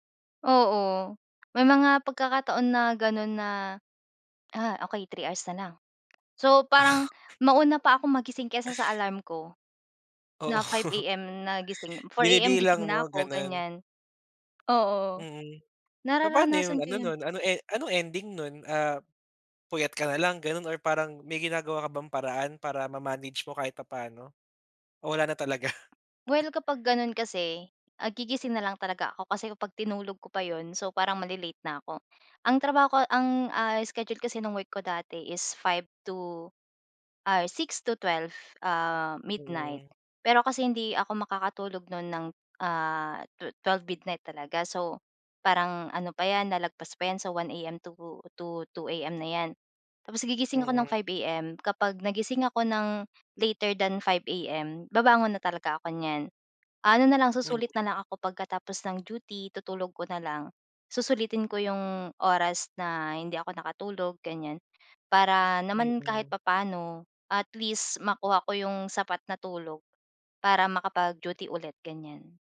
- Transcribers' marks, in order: laugh; chuckle
- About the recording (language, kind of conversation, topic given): Filipino, podcast, Ano ang papel ng tulog sa pamamahala mo ng stress?